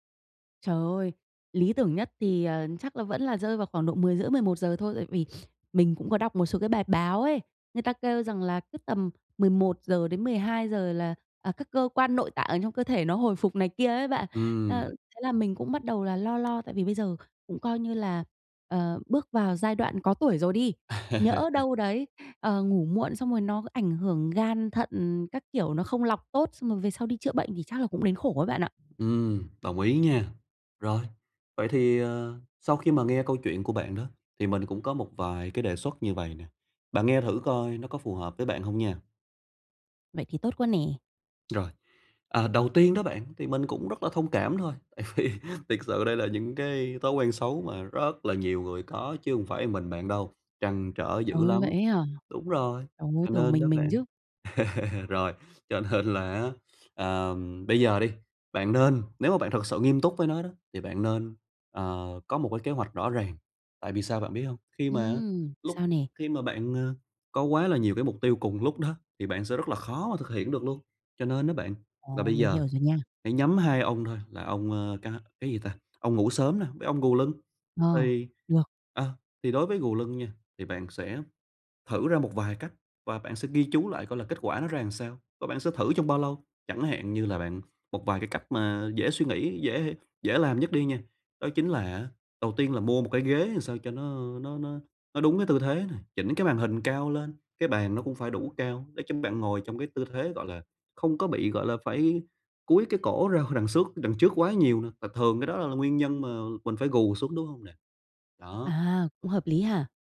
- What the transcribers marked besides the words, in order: sniff; tapping; laugh; laughing while speaking: "tại vì"; "một" said as "ờn"; laugh; laughing while speaking: "nên"; sniff; other background noise; "làm" said as "ờn"; "làm" said as "ờn"
- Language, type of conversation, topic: Vietnamese, advice, Làm thế nào để thay thế thói quen xấu bằng một thói quen mới?